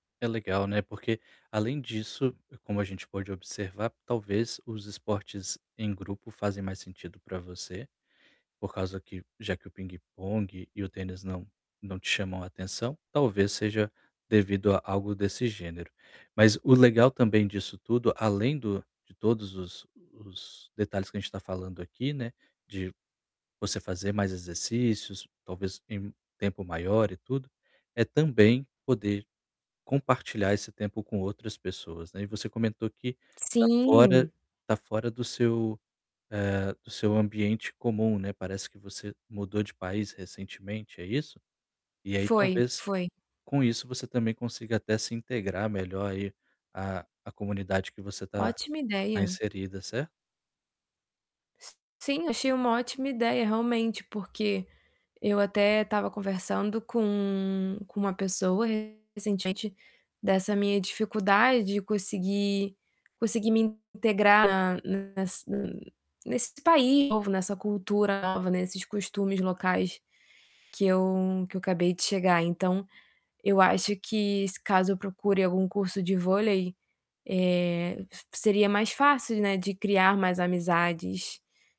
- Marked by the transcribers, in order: distorted speech
- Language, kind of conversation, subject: Portuguese, advice, Como posso superar um platô de desempenho nos treinos?